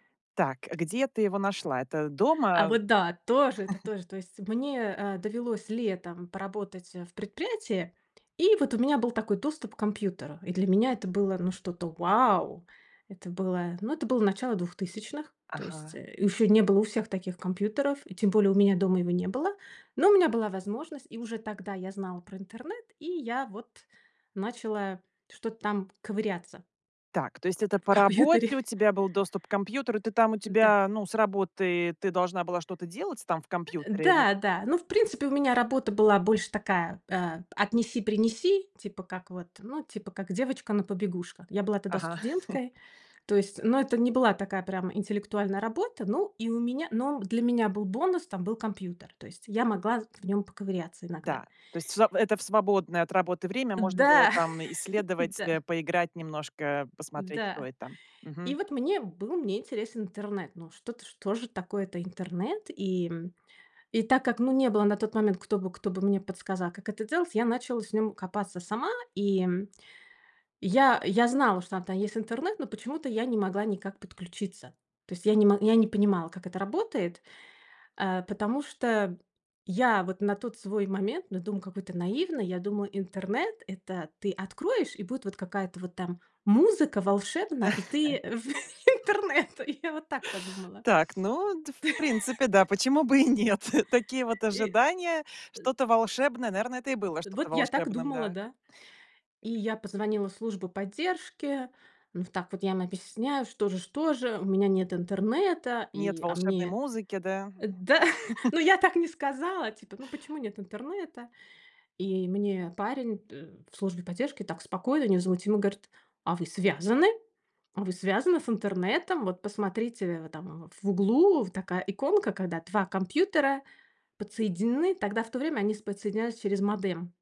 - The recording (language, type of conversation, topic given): Russian, podcast, Расскажи о моменте, который изменил твою жизнь?
- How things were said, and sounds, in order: other background noise; chuckle; laughing while speaking: "В компьютере"; chuckle; laugh; chuckle; laughing while speaking: "в интернет"; laugh; tapping; chuckle